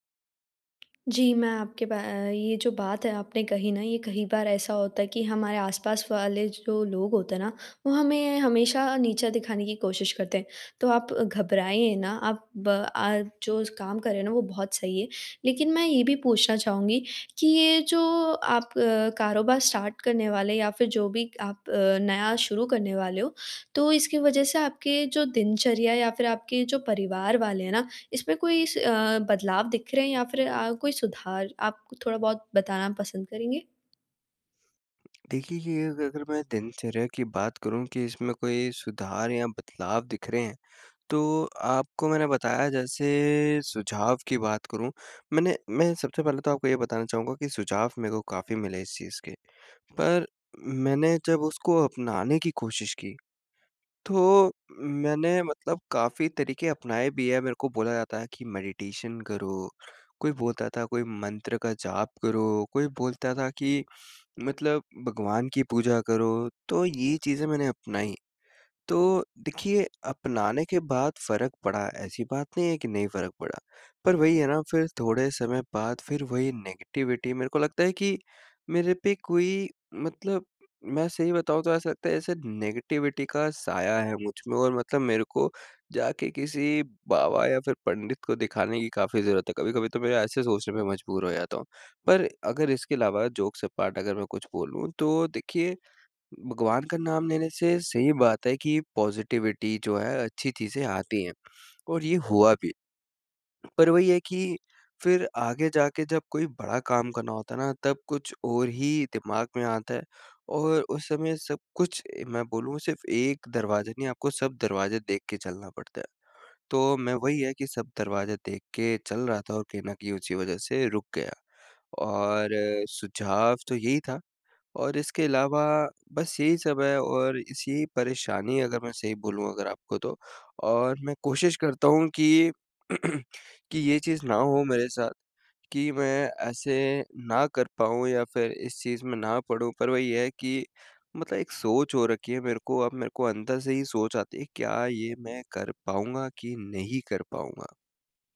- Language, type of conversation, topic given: Hindi, advice, आत्म-संदेह को कैसे शांत करूँ?
- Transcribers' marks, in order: other noise; in English: "स्टार्ट"; in English: "मेडिटेशन"; tapping; in English: "नेगेटिविटी"; in English: "नेगेटिविटी"; in English: "जोक्स अपार्ट"; in English: "पॉज़िटिविटी"; throat clearing